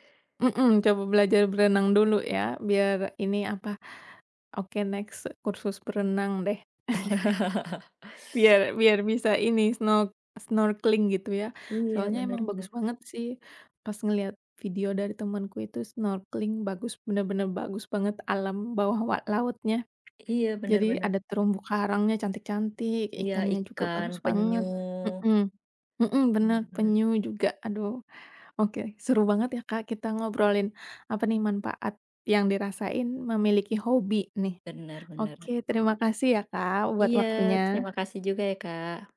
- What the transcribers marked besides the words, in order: in English: "next"; chuckle; laugh; other background noise; tapping
- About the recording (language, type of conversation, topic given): Indonesian, unstructured, Apa manfaat yang kamu rasakan dari memiliki hobi?
- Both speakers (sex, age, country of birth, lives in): female, 30-34, Indonesia, Indonesia; female, 35-39, Indonesia, Indonesia